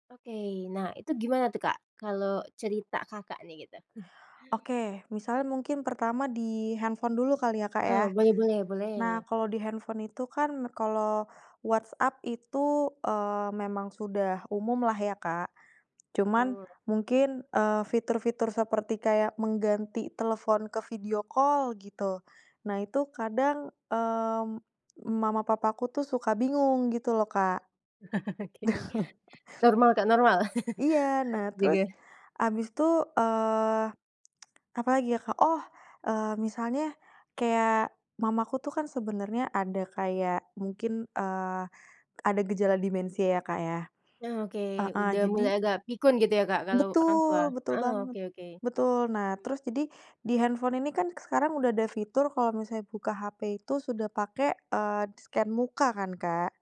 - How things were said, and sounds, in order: chuckle; in English: "call"; tapping; laughing while speaking: "Oke"; chuckle; chuckle; in English: "scan"
- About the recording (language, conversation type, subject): Indonesian, podcast, Menurut kamu, bagaimana teknologi mengubah hubungan antar generasi di rumah?